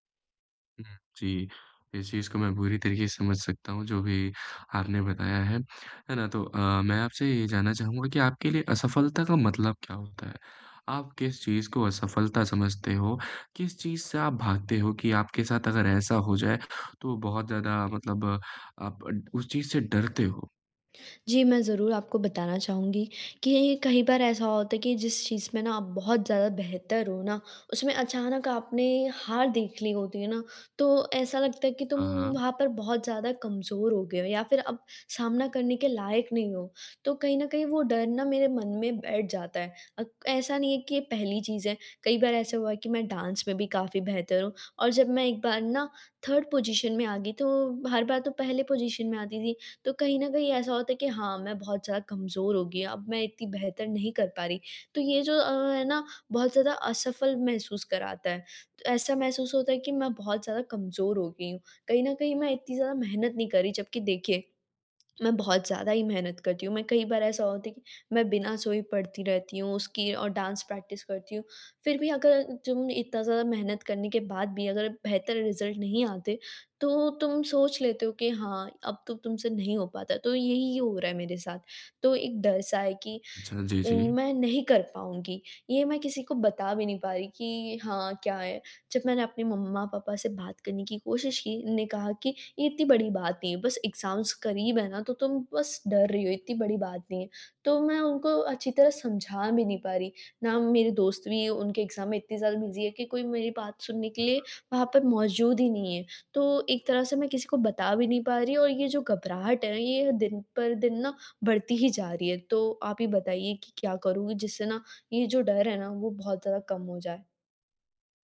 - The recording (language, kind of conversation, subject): Hindi, advice, असफलता के डर को दूर करके मैं आगे बढ़ते हुए कैसे सीख सकता/सकती हूँ?
- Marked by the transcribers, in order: in English: "डांस"; in English: "थर्ड पोजीशन"; in English: "पोजीशन"; in English: "डांस प्रैक्टिस"; in English: "रिज़ल्ट"; in English: "एग्ज़ाम्स"; in English: "एग्ज़ाम"; in English: "बिज़ी"